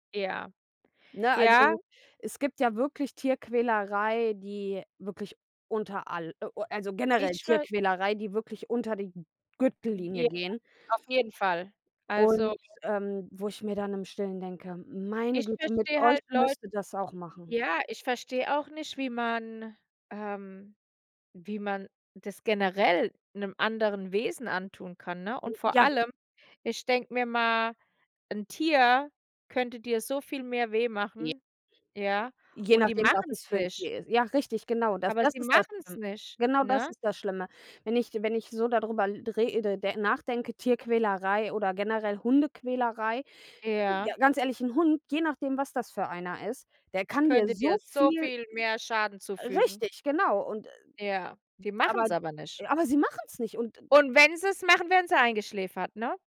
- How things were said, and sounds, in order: background speech; unintelligible speech; other background noise
- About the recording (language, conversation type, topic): German, unstructured, Wie sollte man mit Tierquälerei in der Nachbarschaft umgehen?